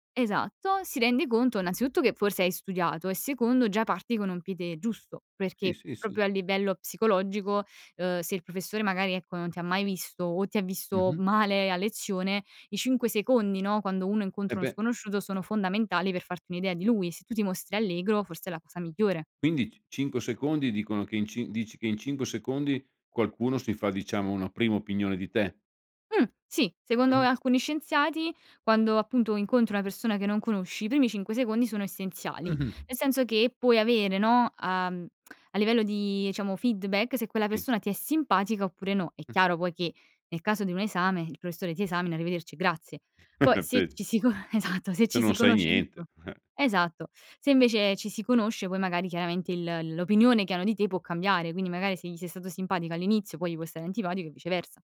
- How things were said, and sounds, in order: lip smack; "diciamo" said as "ciamo"; laughing while speaking: "con esatto"
- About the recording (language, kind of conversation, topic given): Italian, podcast, Come può un sorriso cambiare un incontro?